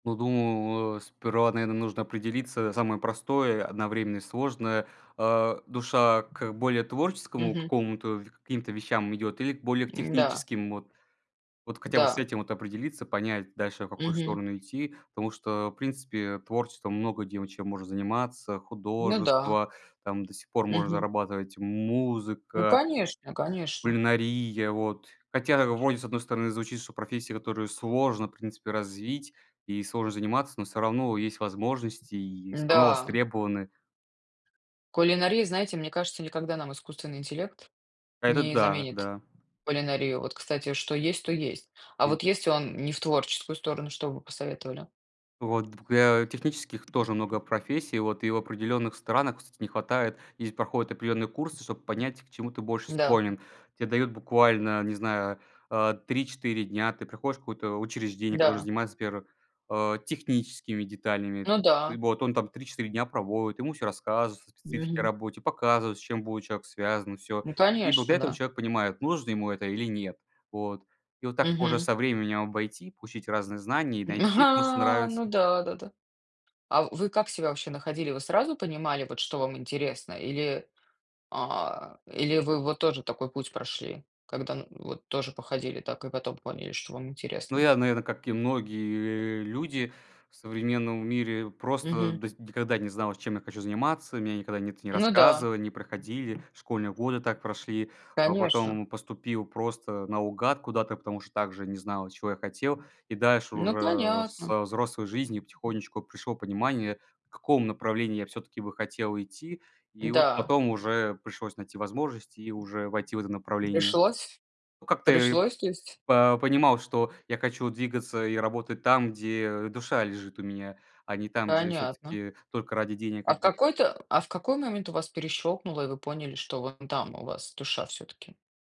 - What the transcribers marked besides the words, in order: tapping; "будет" said as "бует"
- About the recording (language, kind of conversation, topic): Russian, unstructured, Какое умение ты хотел бы освоить в этом году?